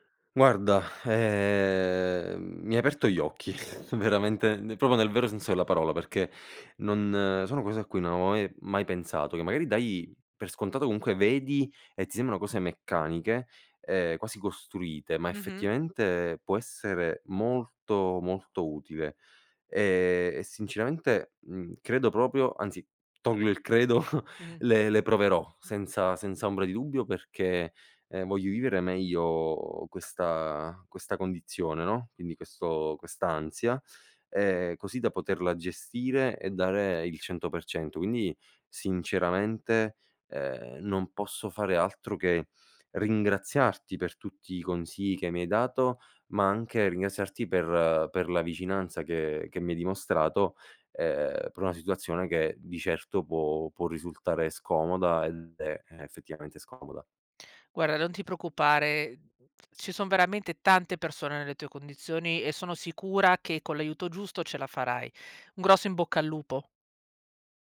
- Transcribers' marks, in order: sigh; chuckle; "proprio" said as "propro"; chuckle
- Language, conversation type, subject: Italian, advice, Come posso superare la paura di parlare in pubblico o di esporre le mie idee in riunione?